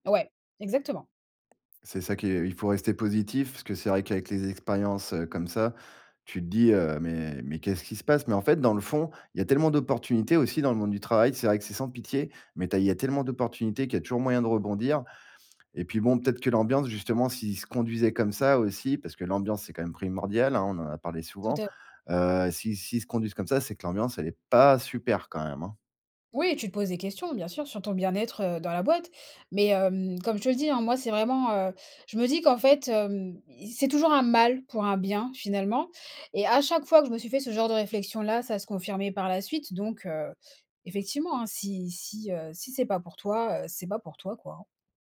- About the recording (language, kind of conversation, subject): French, podcast, Quelle opportunité manquée s’est finalement révélée être une bénédiction ?
- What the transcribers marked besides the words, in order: stressed: "pas"; stressed: "mal"